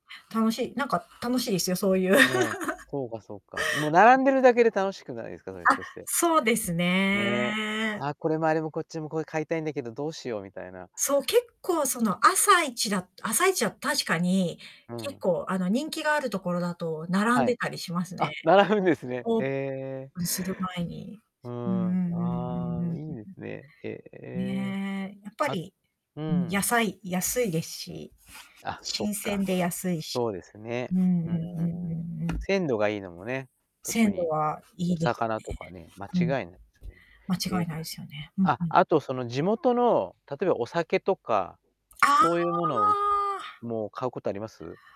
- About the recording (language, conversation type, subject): Japanese, podcast, 普段、直売所や農産物直売市を利用していますか？
- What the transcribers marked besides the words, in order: static; laugh; other background noise; distorted speech; drawn out: "ね"; laughing while speaking: "並ぶんですね"; tapping; drawn out: "ああ"